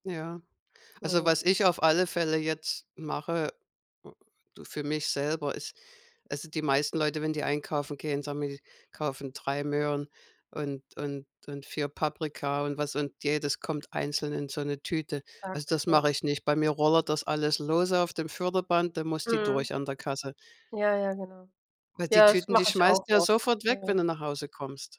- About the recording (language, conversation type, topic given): German, unstructured, Was stört dich an der Verschmutzung der Natur am meisten?
- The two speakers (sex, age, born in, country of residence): female, 40-44, Germany, France; female, 55-59, Germany, United States
- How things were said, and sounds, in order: other noise; unintelligible speech